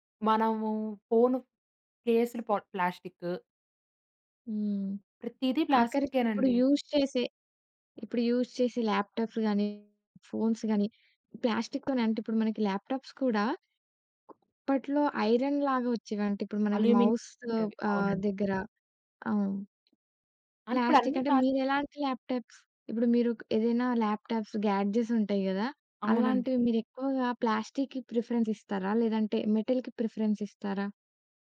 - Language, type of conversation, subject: Telugu, podcast, ప్లాస్టిక్ వినియోగాన్ని తగ్గించడానికి సరళమైన మార్గాలు ఏవైనా ఉన్నాయా?
- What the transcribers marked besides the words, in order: in English: "యూజ్"; in English: "యూజ్"; in English: "ల్యాప్‌టా‌ప్స్"; in English: "ఫోన్స్"; in English: "ల్యాప్‌టా‌ప్స్"; in English: "ఐరన్"; in English: "అల్యూమినియం"; in English: "ల్యాప్‌టా‌ప్స్?"; in English: "ల్యాప్‌టా‌ప్స్ గ్యాడ్జెట్స్"; in English: "ప్లాస్టిక్‌కి ప్రిఫరెన్స్"; in English: "మెటల్‌కి ప్రిఫరెన్స్"